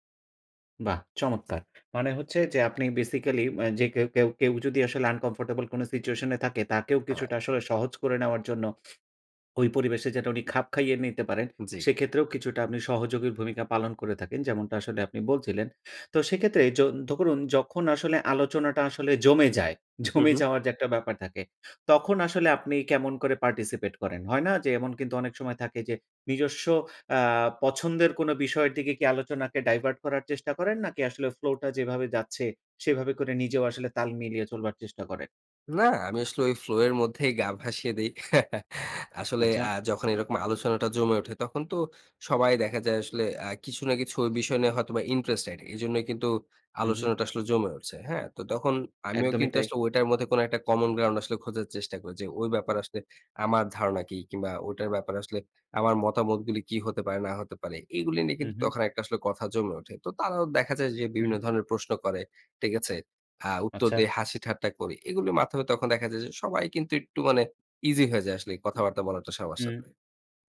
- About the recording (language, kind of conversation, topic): Bengali, podcast, মিটআপে গিয়ে আপনি কীভাবে কথা শুরু করেন?
- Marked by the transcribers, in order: other background noise; in English: "uncomfortable"; in English: "situation"; chuckle; in English: "participate"; in English: "divert"; in English: "flow"; in English: "flow"; chuckle; in English: "common ground"